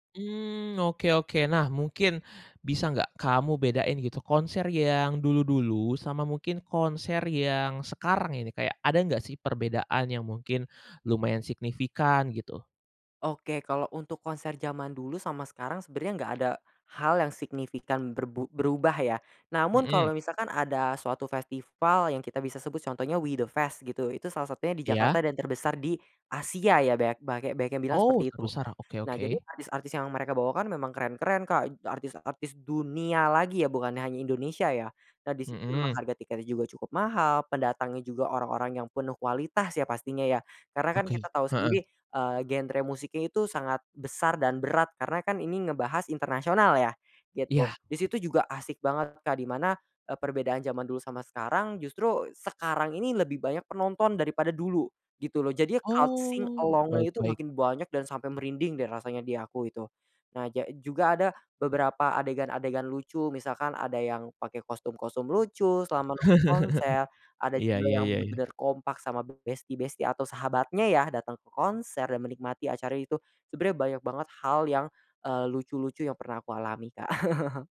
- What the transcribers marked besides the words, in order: in English: "loud sing along-nya"; other background noise; chuckle; chuckle
- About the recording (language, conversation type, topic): Indonesian, podcast, Pernah menonton festival musik? Seperti apa suasananya?